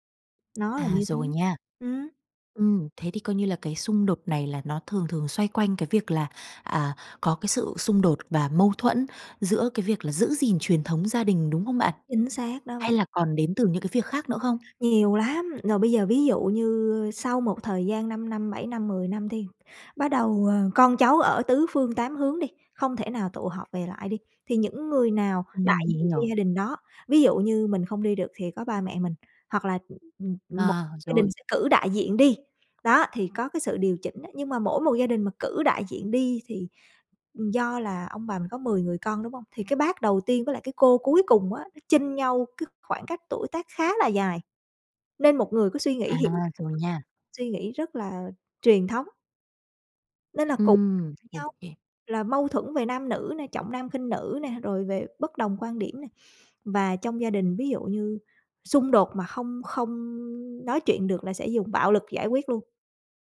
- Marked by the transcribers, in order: tapping; other background noise
- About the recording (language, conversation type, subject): Vietnamese, advice, Xung đột gia đình khiến bạn căng thẳng kéo dài như thế nào?